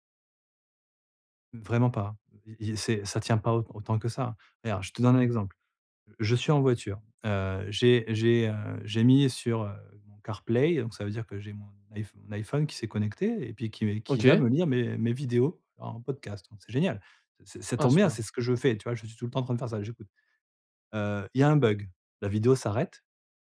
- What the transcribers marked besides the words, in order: other background noise; stressed: "génial"
- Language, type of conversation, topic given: French, advice, Comment apprendre à accepter l’ennui pour mieux me concentrer ?